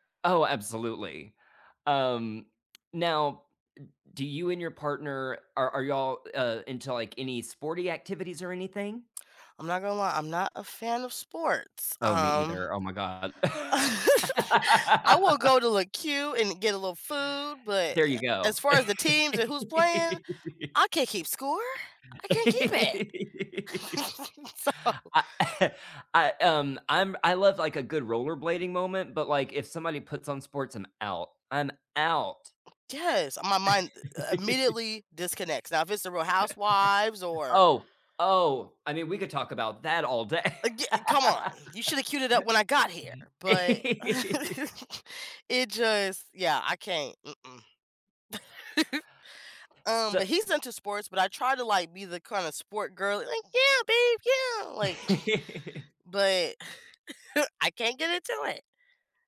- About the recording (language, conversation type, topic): English, unstructured, What small, consistent rituals help keep your relationships strong, and how did they start?
- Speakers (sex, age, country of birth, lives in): female, 30-34, United States, United States; male, 35-39, United States, United States
- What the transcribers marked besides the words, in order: tapping; laugh; laugh; stressed: "it"; laugh; laughing while speaking: "So"; chuckle; stressed: "out"; other background noise; laugh; laugh; laughing while speaking: "day"; laugh; laugh; put-on voice: "yeah, babe, yeah,'"; laugh; scoff; chuckle